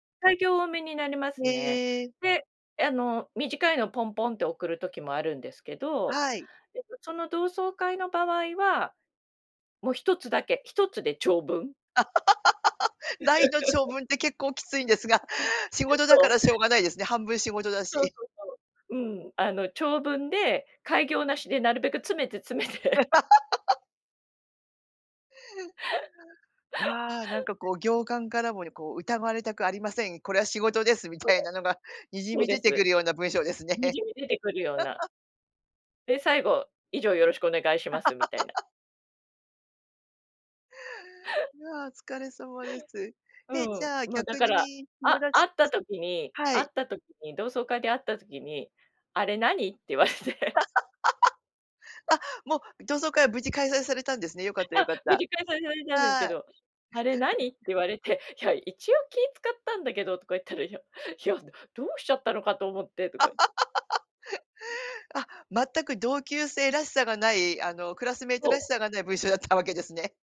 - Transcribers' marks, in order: laugh; laugh; laughing while speaking: "詰めて 詰めて"; laugh; laughing while speaking: "みたいなのが"; laugh; laugh; laughing while speaking: "言われて"; laugh; laughing while speaking: "言われて"; laughing while speaking: "いや、いや"; laugh; laughing while speaking: "文章だったわけですね"
- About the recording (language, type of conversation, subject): Japanese, podcast, SNSでの言葉づかいには普段どのくらい気をつけていますか？